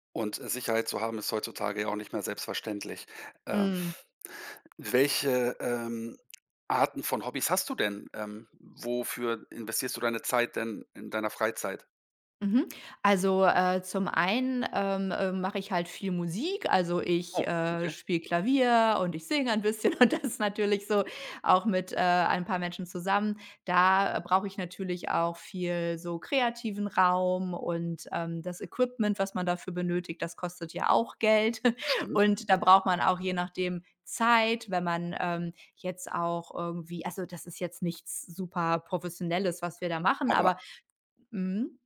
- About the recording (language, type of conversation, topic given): German, podcast, Wie findest du in deinem Job eine gute Balance zwischen Arbeit und Privatleben?
- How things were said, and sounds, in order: laughing while speaking: "bisschen und das"; snort